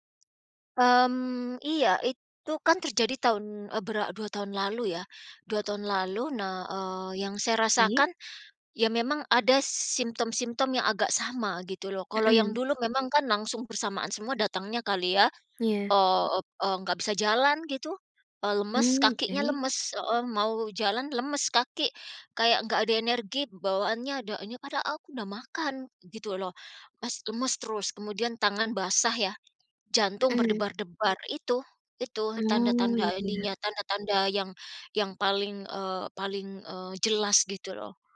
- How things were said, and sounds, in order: in English: "symptom-symptom"
- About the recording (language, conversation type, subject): Indonesian, advice, Bagaimana pengalaman serangan panik pertama Anda dan apa yang membuat Anda takut mengalaminya lagi?